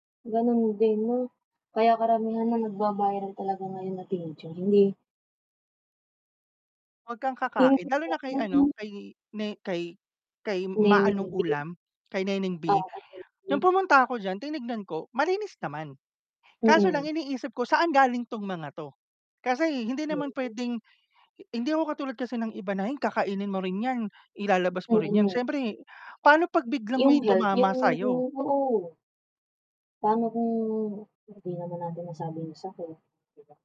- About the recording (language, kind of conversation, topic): Filipino, unstructured, Paano mo pinipili ang bagong restoran na susubukan?
- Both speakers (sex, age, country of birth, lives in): female, 25-29, Philippines, Philippines; male, 30-34, Philippines, Philippines
- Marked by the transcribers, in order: static; mechanical hum; other background noise; unintelligible speech; unintelligible speech; distorted speech; unintelligible speech